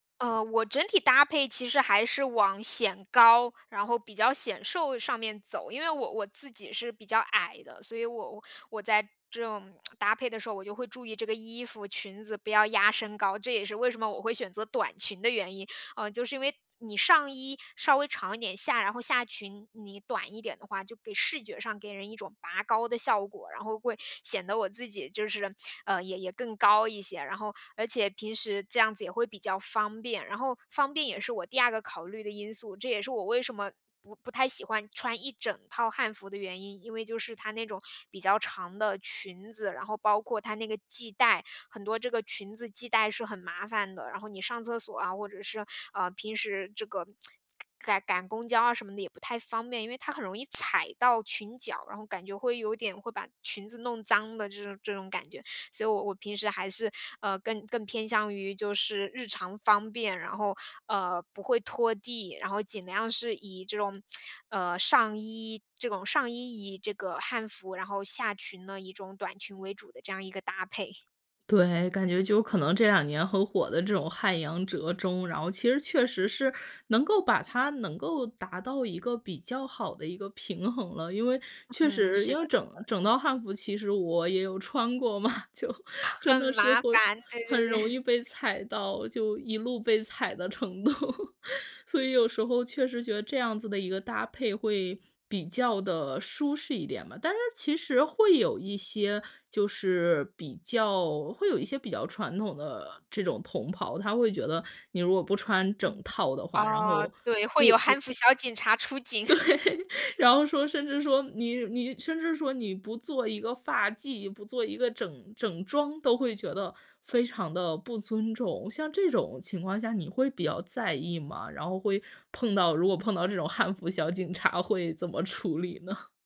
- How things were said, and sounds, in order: tapping; lip smack; tsk; tsk; laughing while speaking: "嘛，就 真的是会"; other background noise; laugh; laughing while speaking: "度"; laugh; laughing while speaking: "对，然后说 甚至说"; laughing while speaking: "出警"; laugh; laughing while speaking: "察"; laughing while speaking: "理呢？"
- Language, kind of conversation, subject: Chinese, podcast, 你平常是怎么把传统元素和潮流风格混搭在一起的？